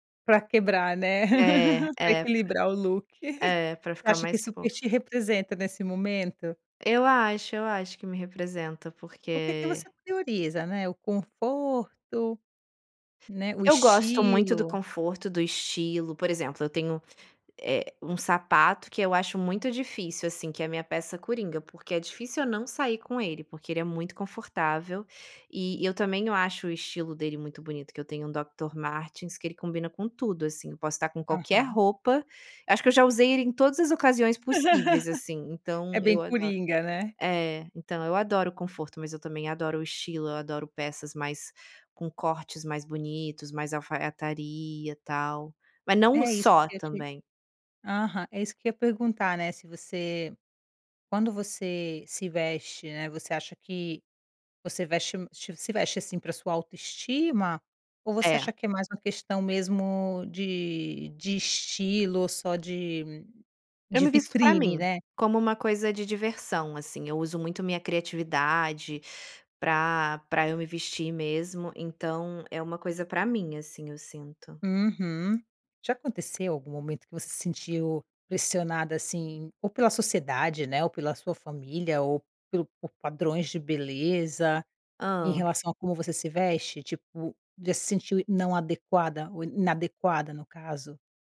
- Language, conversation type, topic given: Portuguese, podcast, Como a relação com seu corpo influenciou seu estilo?
- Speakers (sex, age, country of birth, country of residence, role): female, 35-39, Brazil, Italy, guest; female, 35-39, Brazil, Italy, host
- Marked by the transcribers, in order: other background noise; chuckle; tapping; in English: "look"; chuckle; laugh